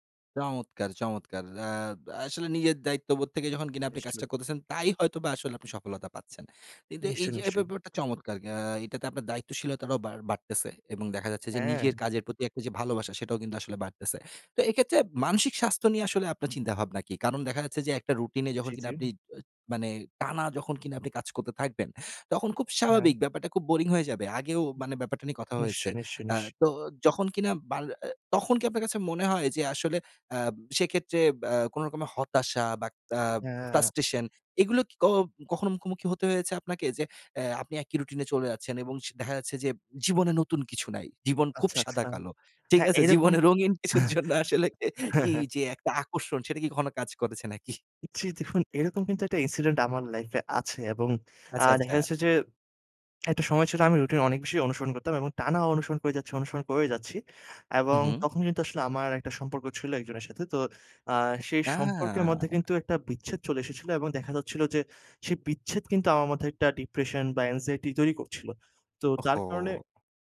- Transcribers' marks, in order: in English: "boring"; in English: "frustration"; laughing while speaking: "জীবনের রঙিন কিছুর জন্য আসলে … কাজ করেছে নাকি?"; scoff; in English: "incident"; drawn out: "না"; in English: "depression"; in English: "anxiety"
- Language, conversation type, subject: Bengali, podcast, অনিচ্ছা থাকলেও রুটিন বজায় রাখতে তোমার কৌশল কী?